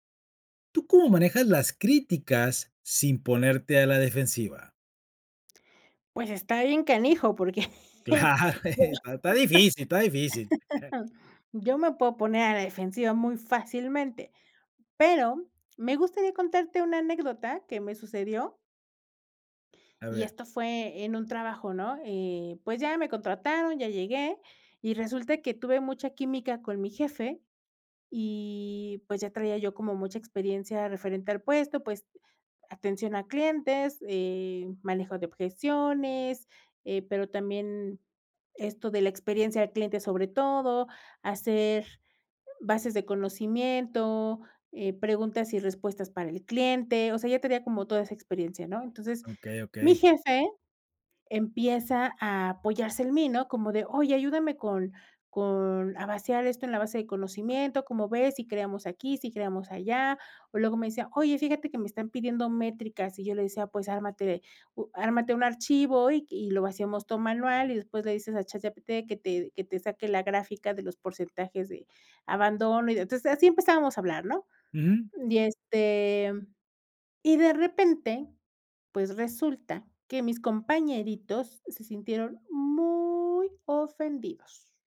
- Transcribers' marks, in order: laughing while speaking: "Claro, está"; laughing while speaking: "porque, yo"; chuckle; drawn out: "muy"
- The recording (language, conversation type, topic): Spanish, podcast, ¿Cómo manejas las críticas sin ponerte a la defensiva?